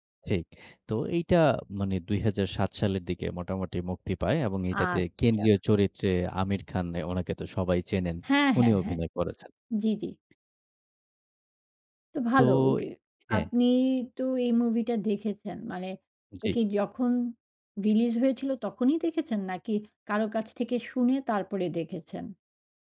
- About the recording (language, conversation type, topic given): Bengali, podcast, কোন সিনেমা তোমার আবেগকে গভীরভাবে স্পর্শ করেছে?
- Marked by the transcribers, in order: tapping; other background noise